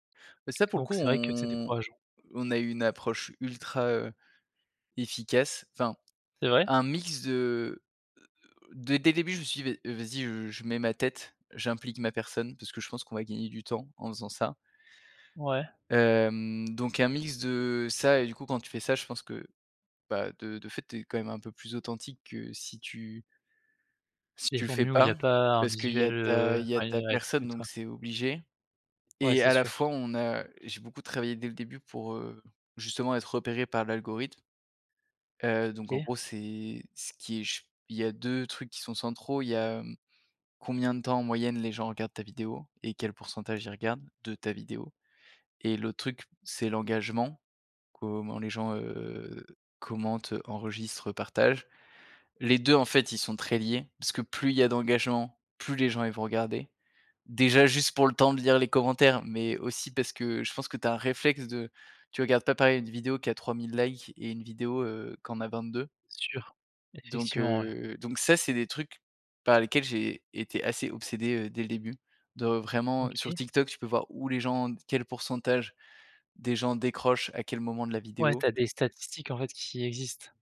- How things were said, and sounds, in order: tapping; drawn out: "on"; unintelligible speech
- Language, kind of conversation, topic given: French, podcast, Comment un créateur construit-il une vraie communauté fidèle ?